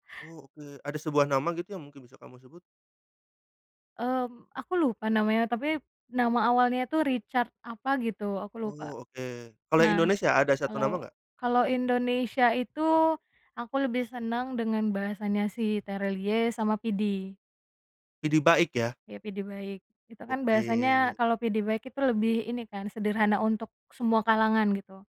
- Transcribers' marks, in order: none
- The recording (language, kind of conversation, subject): Indonesian, podcast, Apa rasanya saat kamu menerima komentar pertama tentang karya kamu?